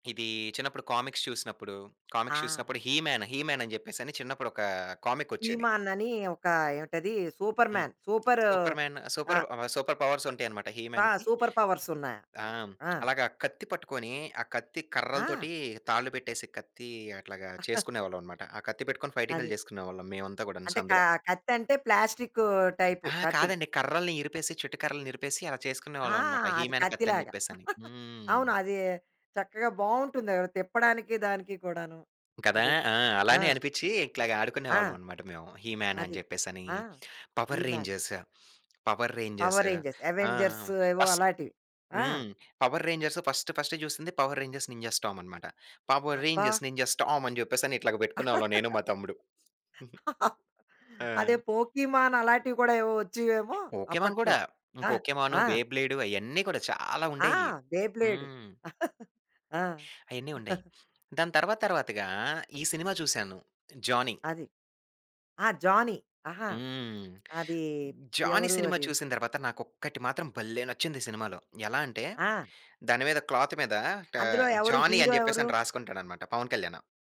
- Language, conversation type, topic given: Telugu, podcast, ఏదైనా సినిమా లేదా నటుడు మీ వ్యక్తిగత శైలిపై ప్రభావం చూపించారా?
- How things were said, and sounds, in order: in English: "కామిక్స్"; in English: "కామిక్స్"; in English: "కామిక్"; in English: "సూపర్"; in English: "సూపర్ పవర్స్"; in English: "సూపర్ పవర్స్"; lip smack; chuckle; other background noise; laugh; in English: "ఫస్ట్ ఫస్ట్"; laugh; chuckle; chuckle; in English: "క్లాత్"